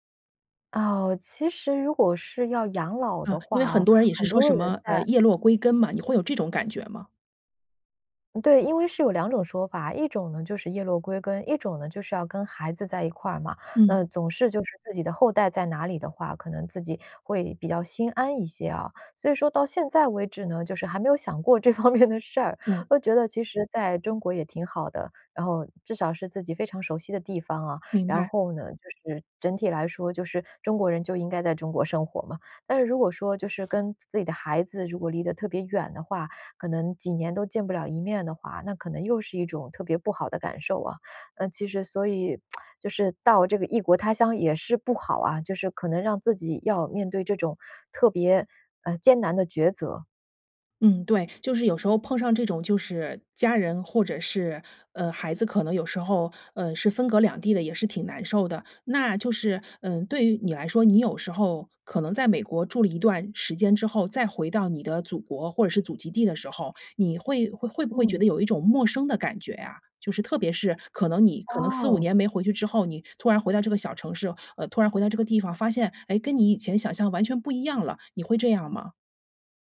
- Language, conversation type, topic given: Chinese, podcast, 你曾去过自己的祖籍地吗？那次经历给你留下了怎样的感受？
- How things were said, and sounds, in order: other background noise; laughing while speaking: "这方面的事儿"; tsk